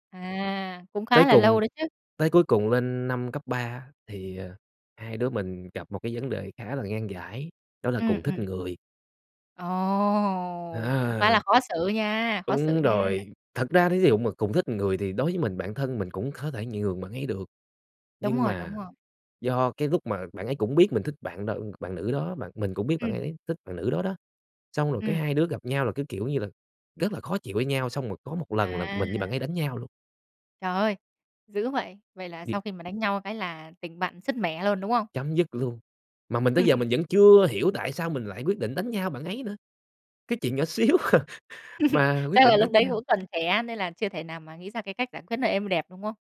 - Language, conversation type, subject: Vietnamese, podcast, Theo bạn, thế nào là một người bạn thân?
- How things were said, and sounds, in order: drawn out: "Ồ"; other background noise; laugh; laughing while speaking: "xíu à"; laugh